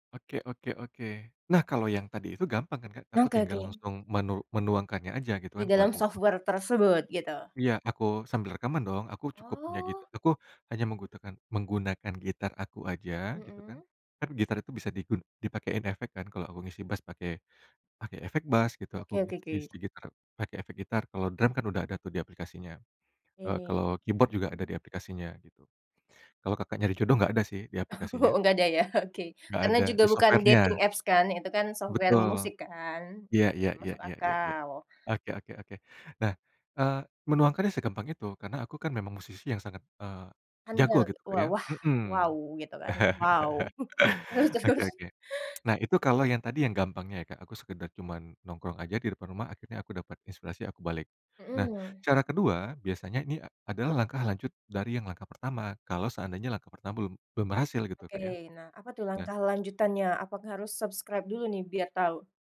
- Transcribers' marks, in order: tapping; in English: "software"; other background noise; laughing while speaking: "Oh enggak ada ya?"; in English: "software-nya"; in English: "dating apps"; in English: "software"; unintelligible speech; chuckle; tsk; chuckle; laughing while speaking: "Terus terus?"; in English: "subscribe"
- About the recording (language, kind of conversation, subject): Indonesian, podcast, Gimana biasanya kamu ngatasin rasa buntu kreatif?